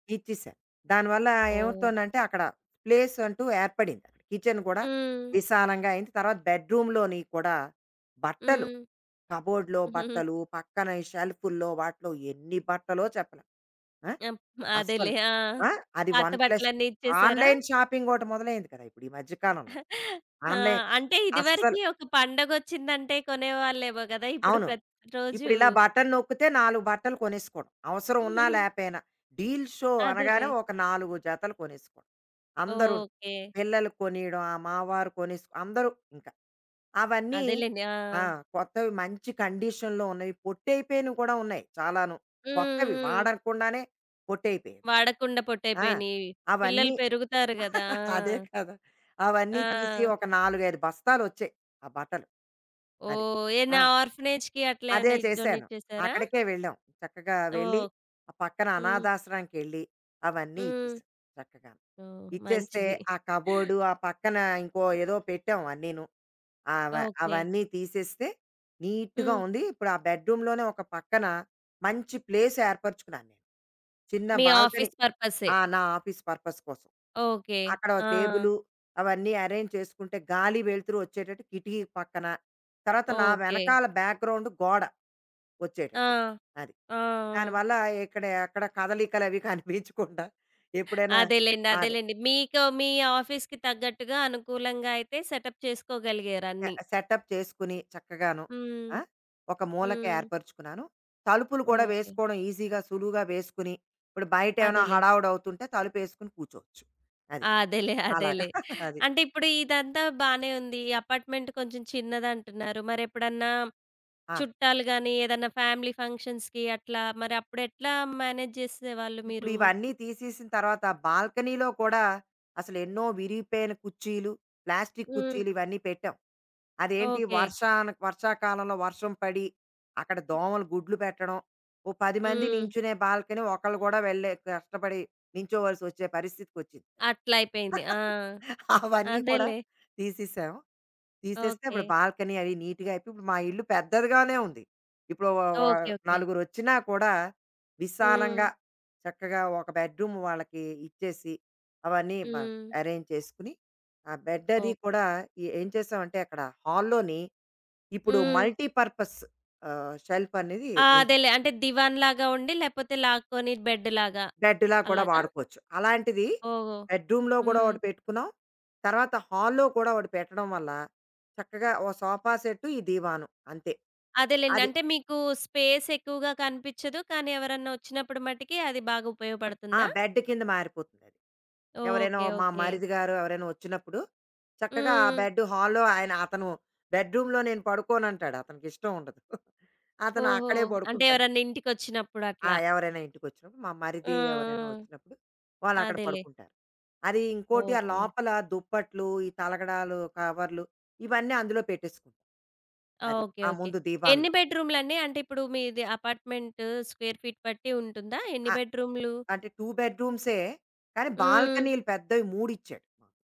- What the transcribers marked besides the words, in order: other background noise; in English: "కిచెన్"; in English: "బెడ్‌రూమ్‌లోని"; in English: "కబ్‌బోర్డ్‌లో"; giggle; in English: "వన్ ప్లస్ ఆన్‌లైన్"; giggle; in English: "ఆన్‌లైన్"; in English: "బటన్"; giggle; in English: "డీల్ షో"; in English: "కండిషన్‌లో"; chuckle; in English: "ఆర్ఫనేజ్‌కి"; in English: "డొనేట్"; in English: "నీట్‌గా"; in English: "బెడ్‌రూమ్‌లోనే"; in English: "ప్లేస్"; in English: "బాల్కనీ"; in English: "ఆఫీస్"; in English: "ఆఫీస్ పర్పస్"; in English: "ఎరేంజ్"; in English: "బ్యాక్ గ్రౌండ్"; laughing while speaking: "అవి కనిపించకుండా"; in English: "ఆఫీస్‌కి"; in English: "సెటప్"; in English: "సెటప్"; in English: "ఈజీగా"; laughing while speaking: "అదేలే. అదేలే"; chuckle; in English: "అపార్ట్‌మెంట్"; in English: "ఫ్యామిలీ ఫంక్షన్స్‌కి"; in English: "మ్యానేజ్"; in English: "బాల్కనీలో"; in English: "బాల్కనీ"; chuckle; in English: "బాల్కనీ"; in English: "నీట్‌గా"; in English: "ఎరేంజ్"; tapping; in English: "హాల్‌లోని"; in English: "మల్టీపర్పస్"; in English: "దివాన్"; in English: "బెడ్‌రూమ్‌లో"; in English: "హాల్‌లో"; in English: "సోఫా"; in English: "హాల్"; in English: "బెడ్‌రూమ్‌లో"; chuckle; in English: "బెడ్"; in English: "స్క్వేర్ ఫీట్"; in English: "బెడ్"; in English: "టూ"
- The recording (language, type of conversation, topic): Telugu, podcast, ఒక చిన్న అపార్ట్‌మెంట్‌లో హోమ్ ఆఫీస్‌ను ఎలా ప్రయోజనకరంగా ఏర్పాటు చేసుకోవచ్చు?